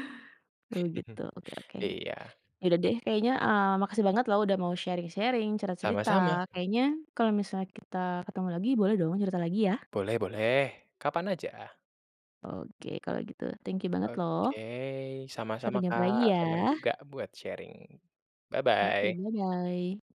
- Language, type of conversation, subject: Indonesian, podcast, Menurutmu, kenapa ada lagu tertentu yang bisa terus terngiang di kepala?
- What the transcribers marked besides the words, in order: chuckle; in English: "sharing-sharing"; in English: "sharing, bye-bye!"; in English: "bye-bye!"